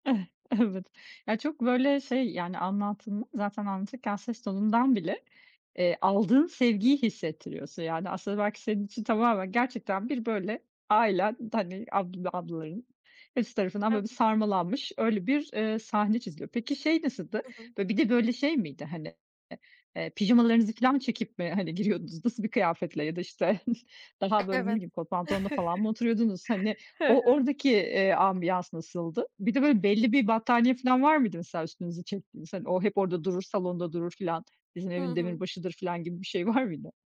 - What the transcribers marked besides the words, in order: laughing while speaking: "Evet"; tapping; laughing while speaking: "giriyordunuz"; chuckle; laugh; other background noise
- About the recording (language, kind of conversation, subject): Turkish, podcast, Ailenizde sinema geceleri nasıl geçerdi, anlatır mısın?